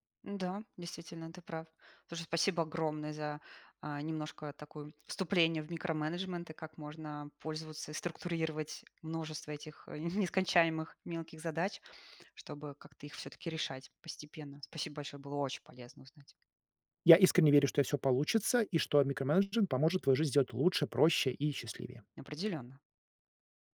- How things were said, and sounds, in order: chuckle; tapping; "микроменеджмент" said as "микроменджент"
- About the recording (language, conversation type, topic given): Russian, advice, Как эффективно группировать множество мелких задач, чтобы не перегружаться?